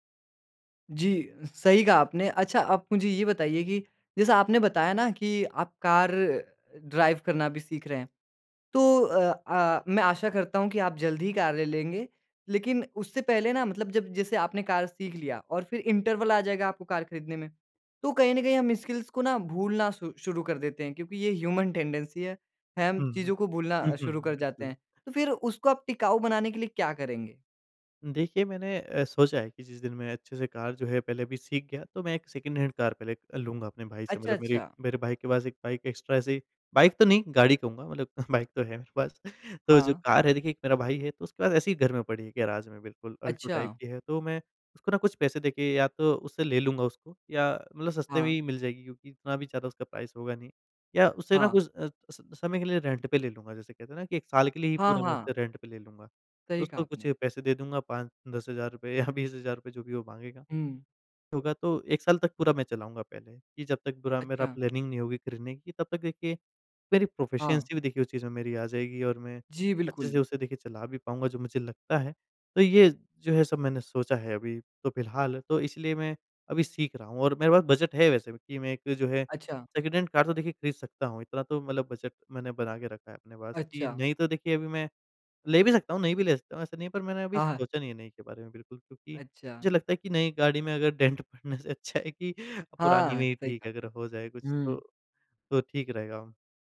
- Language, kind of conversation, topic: Hindi, podcast, आप कोई नया कौशल सीखना कैसे शुरू करते हैं?
- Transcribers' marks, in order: in English: "ड्राइव"; in English: "इंटरवल"; in English: "स्किल्स"; in English: "ह्यूमन टेंडेंसी"; in English: "सेकंड हैंड"; in English: "एक्स्ट्रा"; chuckle; in English: "टाइप"; in English: "प्राइस"; in English: "रेंट"; in English: "रेंट"; laughing while speaking: "या"; in English: "प्लानिंग"; in English: "प्रोफिशिएंसी"; in English: "सेकंड हैंड"; laughing while speaking: "डेंट पड़ने से अच्छा है कि"; in English: "डेंट"